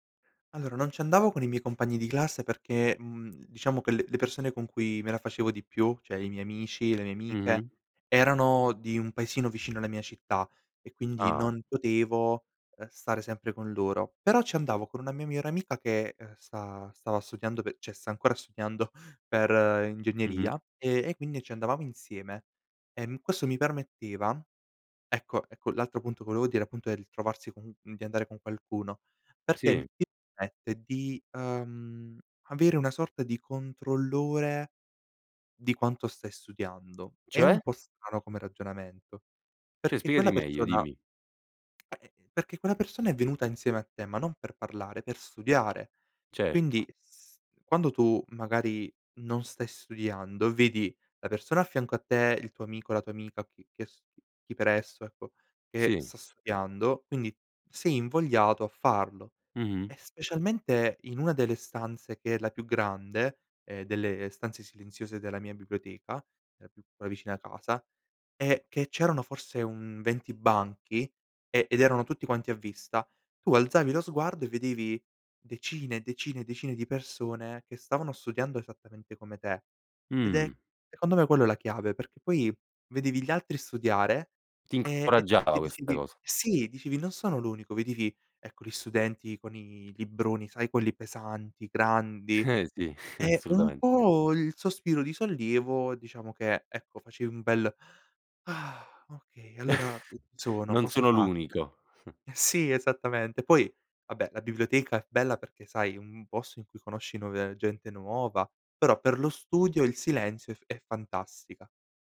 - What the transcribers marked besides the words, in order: "cioè" said as "ceh"; "cioè" said as "ceh"; "Cioè" said as "ceh"; tapping; chuckle; sigh; chuckle; chuckle
- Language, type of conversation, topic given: Italian, podcast, Che ambiente scegli per concentrarti: silenzio o rumore di fondo?